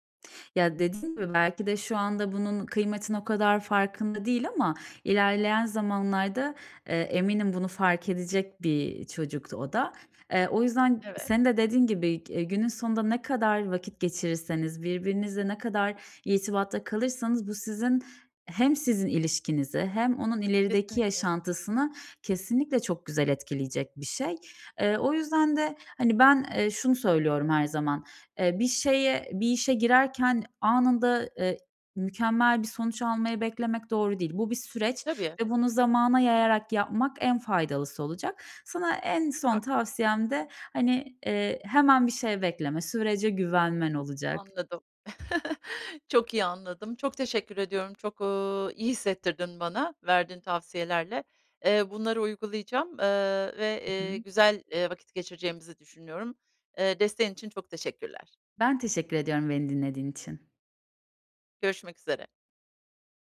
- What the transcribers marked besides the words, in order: other background noise; tapping; chuckle
- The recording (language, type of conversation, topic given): Turkish, advice, Sürekli öğrenme ve uyum sağlama